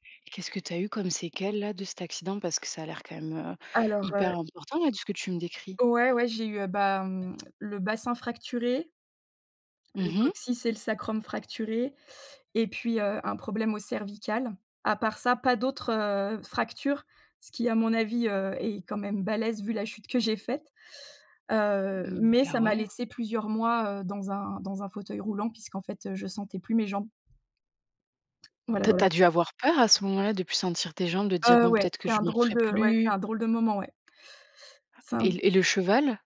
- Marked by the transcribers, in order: none
- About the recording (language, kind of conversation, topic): French, podcast, Peux-tu raconter un souvenir marquant lié à ton passe-temps préféré ?